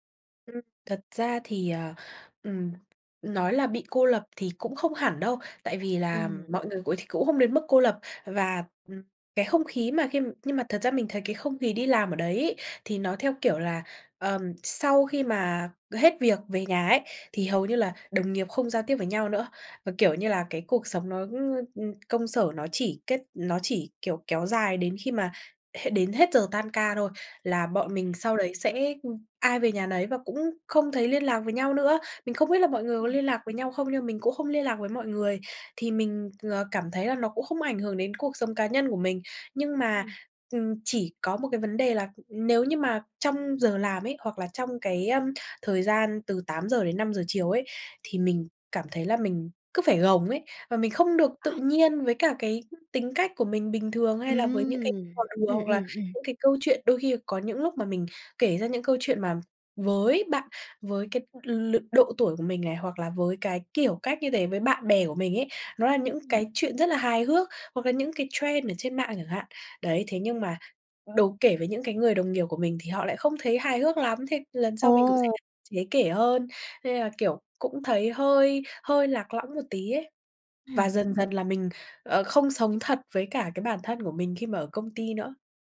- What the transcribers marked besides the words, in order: tapping; other noise; other background noise; in English: "trend"
- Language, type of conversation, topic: Vietnamese, advice, Tại sao bạn phải giấu con người thật của mình ở nơi làm việc vì sợ hậu quả?
- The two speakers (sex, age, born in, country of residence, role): female, 20-24, Vietnam, Vietnam, advisor; female, 20-24, Vietnam, Vietnam, user